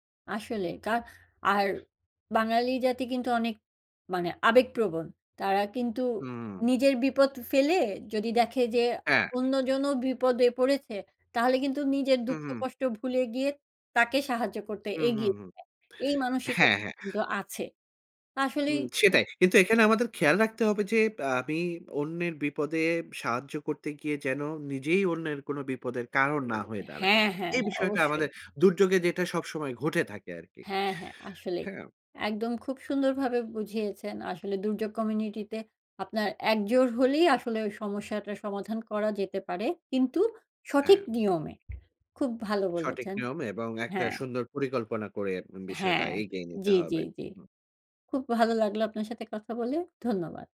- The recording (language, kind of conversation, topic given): Bengali, podcast, দুর্যোগের সময় কমিউনিটি কীভাবে একজোট হতে পারে?
- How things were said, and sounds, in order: tapping; other background noise